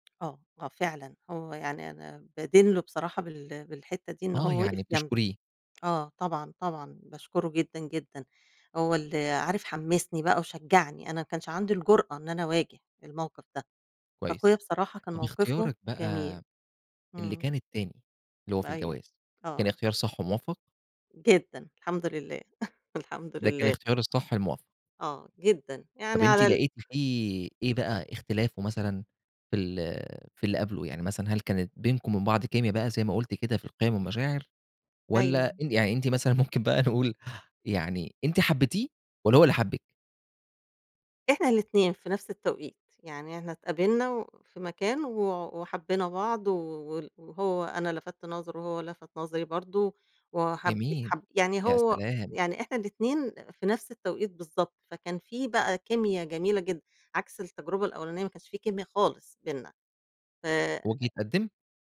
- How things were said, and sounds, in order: chuckle; laughing while speaking: "ممكن بقى نقول"
- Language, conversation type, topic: Arabic, podcast, إنت بتفضّل تختار شريك حياتك على أساس القيم ولا المشاعر؟